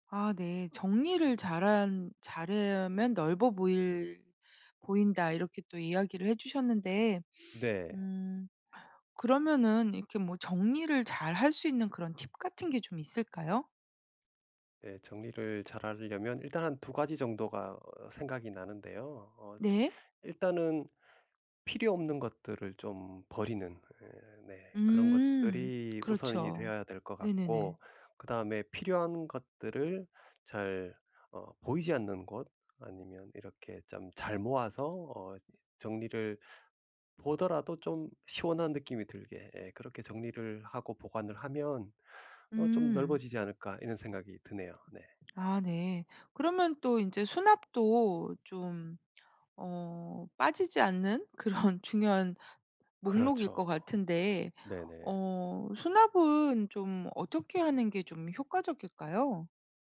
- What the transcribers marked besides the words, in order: tapping; other background noise; laughing while speaking: "그런"
- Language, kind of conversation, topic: Korean, podcast, 작은 집이 더 넓어 보이게 하려면 무엇이 가장 중요할까요?